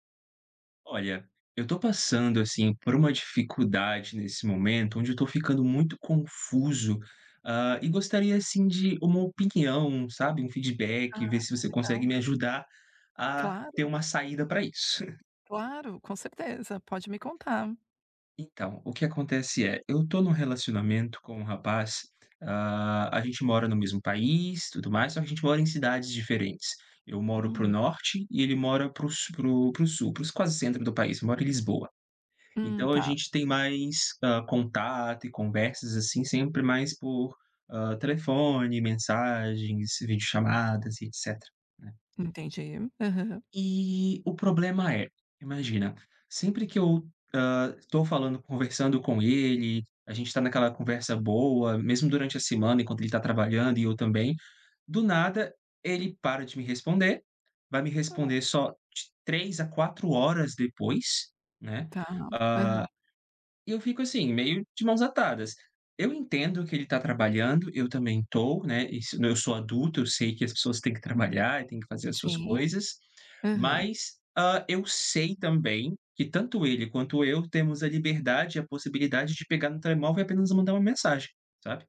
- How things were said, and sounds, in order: chuckle; tapping; other background noise; unintelligible speech
- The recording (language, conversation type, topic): Portuguese, advice, Como descrever um relacionamento em que o futuro não está claro?